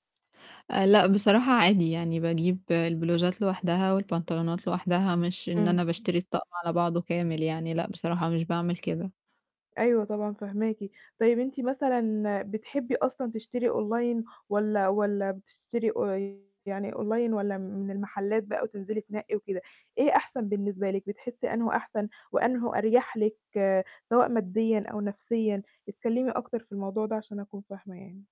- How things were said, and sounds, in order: static; in English: "أونلاين"; distorted speech; in English: "أونلاين"
- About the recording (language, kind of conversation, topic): Arabic, advice, إزاي ألاقي لبس يناسب ذوقي وميزانيتي بسهولة ومن غير ما أتوه؟